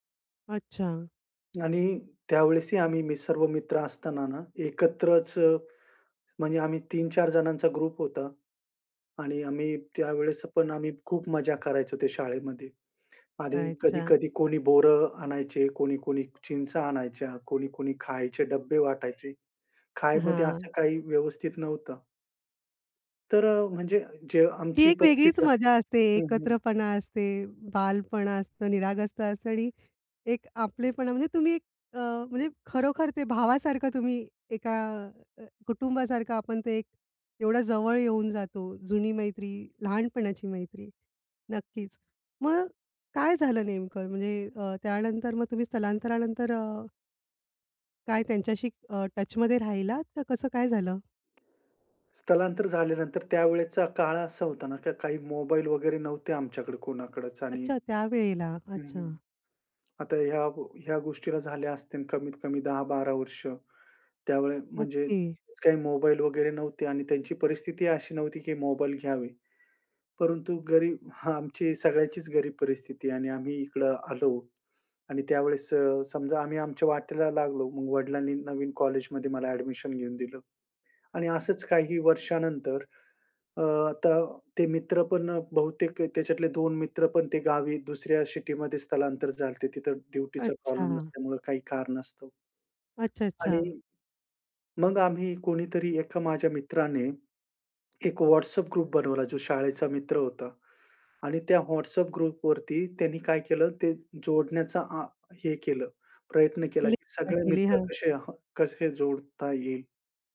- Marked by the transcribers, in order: in English: "ग्रुप"; other background noise; in English: "टचमध्ये"; in English: "एडमिशन"; in English: "सिटीमध्ये"; in English: "ड्युटीचा प्रॉब्लेम"; in English: "ग्रुप"; in English: "ग्रुपवरती"; in English: "लिंक"
- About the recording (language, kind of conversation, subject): Marathi, podcast, जुनी मैत्री पुन्हा नव्याने कशी जिवंत कराल?